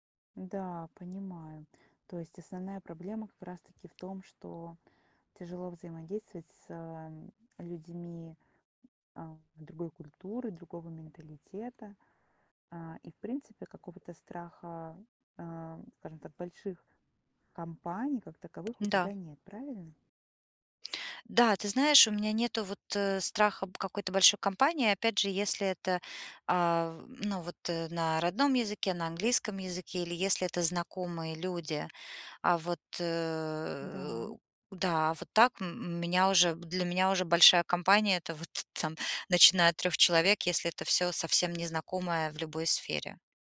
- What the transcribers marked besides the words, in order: tapping
- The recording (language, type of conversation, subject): Russian, advice, Как перестать чувствовать себя неловко на вечеринках и легче общаться с людьми?